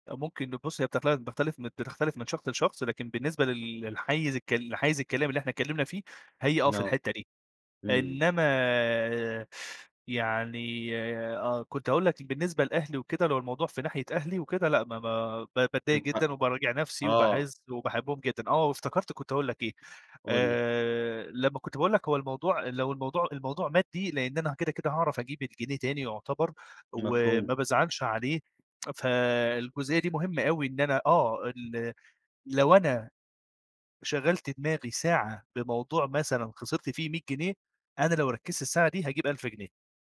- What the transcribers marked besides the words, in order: tapping
- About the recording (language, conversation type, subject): Arabic, podcast, إيه طريقتك عشان تقلّل التفكير الزيادة؟